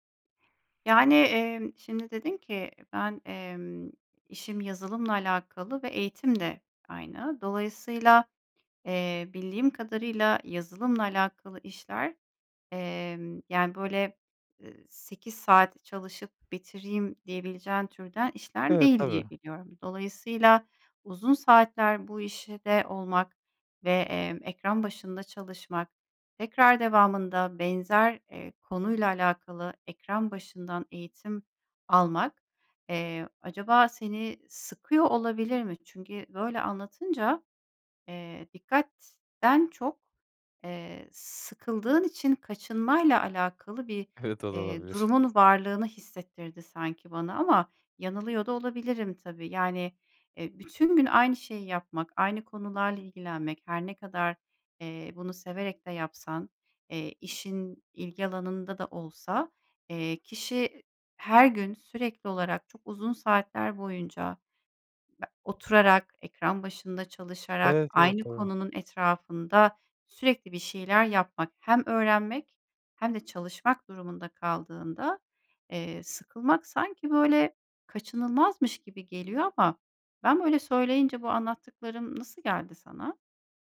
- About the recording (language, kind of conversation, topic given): Turkish, advice, Günlük yaşamda dikkat ve farkındalık eksikliği sizi nasıl etkiliyor?
- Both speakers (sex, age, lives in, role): female, 40-44, Germany, advisor; male, 25-29, Netherlands, user
- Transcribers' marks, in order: other background noise; tapping; laughing while speaking: "Evet o da olabilir"